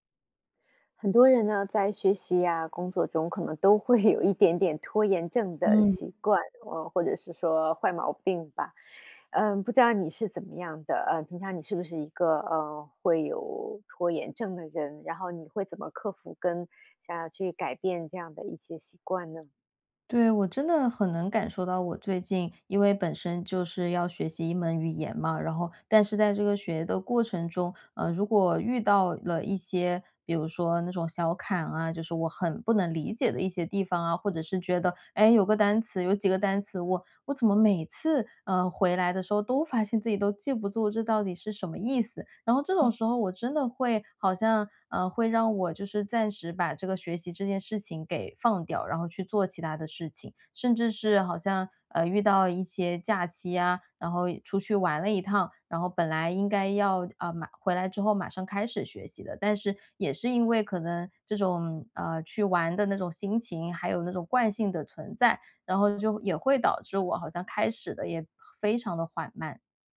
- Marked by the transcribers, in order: laughing while speaking: "有"; "记不住" said as "记不zu"; other noise
- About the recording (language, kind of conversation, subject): Chinese, podcast, 你如何应对学习中的拖延症？